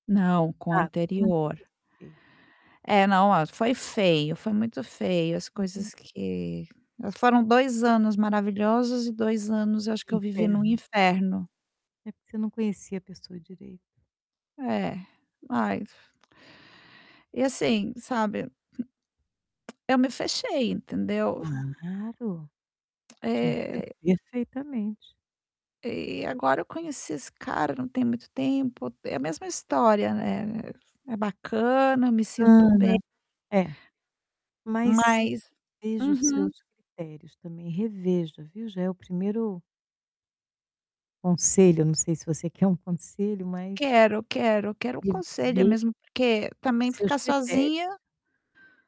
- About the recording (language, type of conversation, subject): Portuguese, advice, Como posso superar o medo de me comprometer novamente?
- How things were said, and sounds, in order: static; distorted speech; tapping